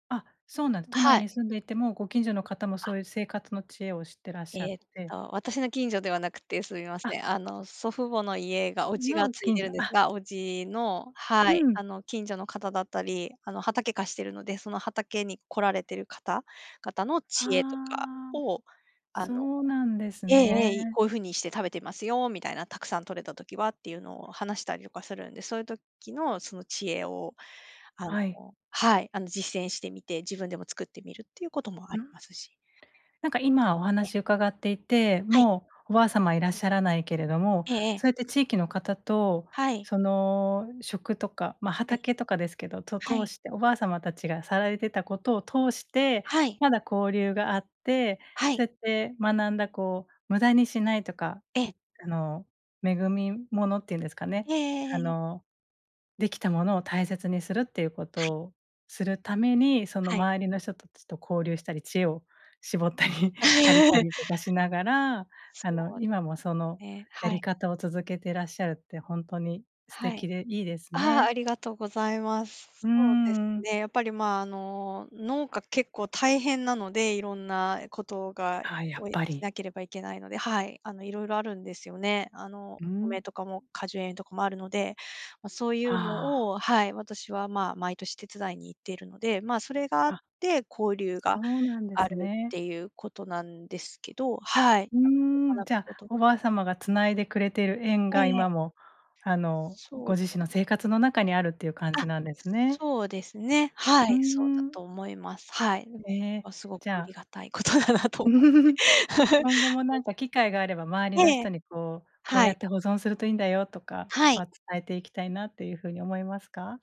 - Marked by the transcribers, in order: other noise; laughing while speaking: "絞ったり"; laugh; laugh; laughing while speaking: "ことだなと思って"; laugh; unintelligible speech
- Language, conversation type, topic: Japanese, podcast, 祖父母から学んだ大切なことは何ですか？